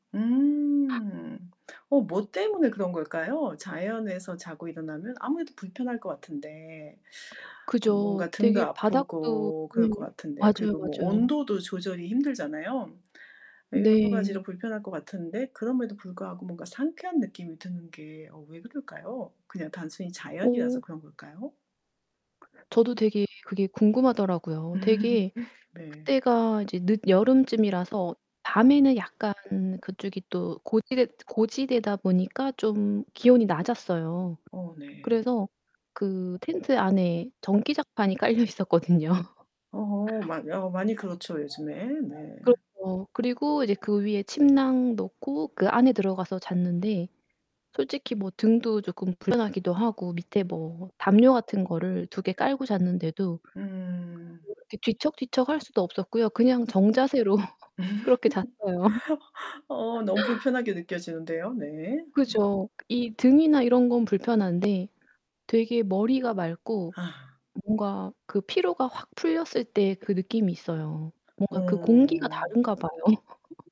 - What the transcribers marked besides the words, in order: teeth sucking; distorted speech; laugh; other background noise; laughing while speaking: "깔려있었거든요"; dog barking; unintelligible speech; tapping; laugh; laughing while speaking: "정자세로"; laugh; laughing while speaking: "다른가 봐요"; laugh
- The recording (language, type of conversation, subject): Korean, podcast, 캠핑을 처음 시작하는 사람에게 해주고 싶은 조언은 무엇인가요?